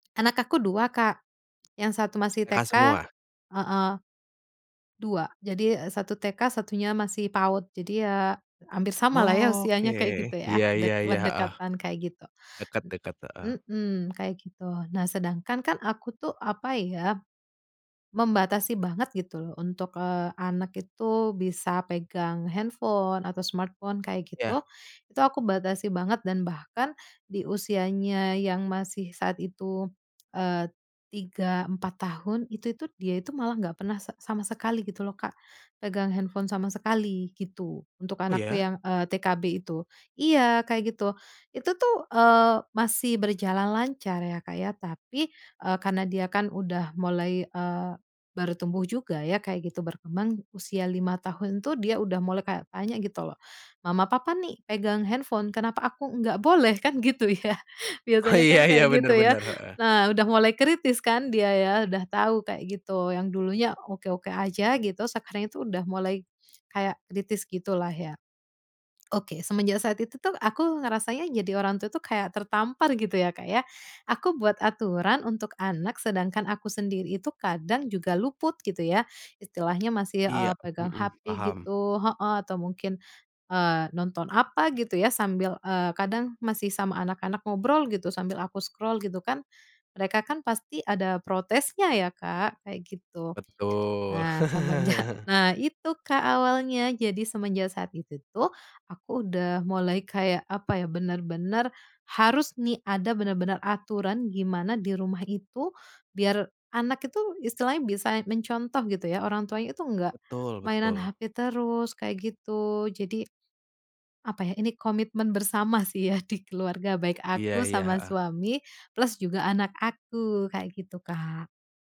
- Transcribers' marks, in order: drawn out: "Oke"; other background noise; in English: "smartphone"; "tuh" said as "tud"; laughing while speaking: "gitu ya"; laughing while speaking: "Oh, iya iya"; in English: "scroll"; chuckle; laughing while speaking: "semenjak"; tapping; laughing while speaking: "ya"
- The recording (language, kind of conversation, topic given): Indonesian, podcast, Bagaimana kalian mengatur waktu layar gawai di rumah?